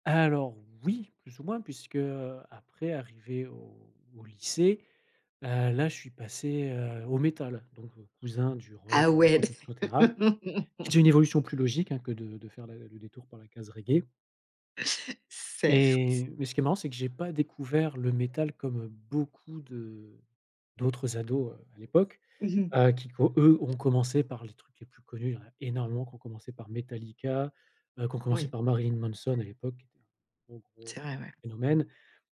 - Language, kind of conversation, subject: French, podcast, Comment tes goûts ont-ils changé avec le temps ?
- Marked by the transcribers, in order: laugh; tapping